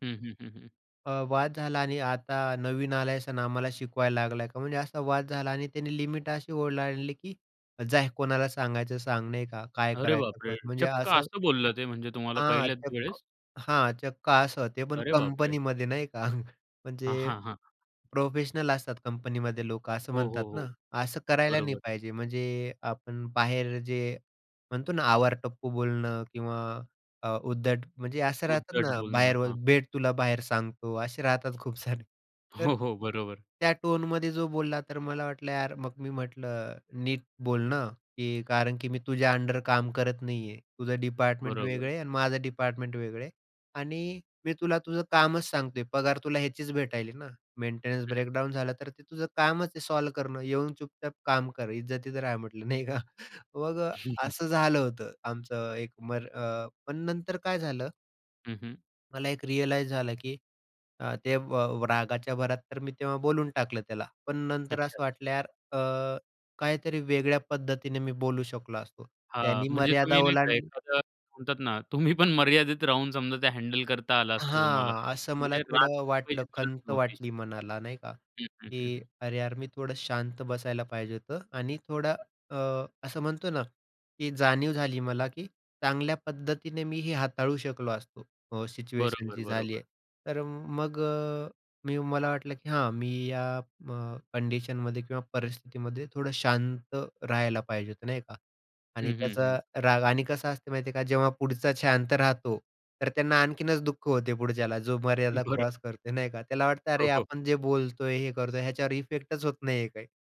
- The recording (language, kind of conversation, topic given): Marathi, podcast, एखाद्याने तुमची मर्यादा ओलांडली तर तुम्ही सर्वात आधी काय करता?
- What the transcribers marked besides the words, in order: surprised: "अरे बापरे! चक्क"; surprised: "अरे बापरे!"; chuckle; tapping; laughing while speaking: "खूप सारे"; laughing while speaking: "हो, हो"; in English: "मेंटेनन्स ब्रेकडाउन"; other background noise; in English: "सॉल्व्ह"; laughing while speaking: "नाही का"; chuckle; laughing while speaking: "तुम्हीपण"; laughing while speaking: "बरो"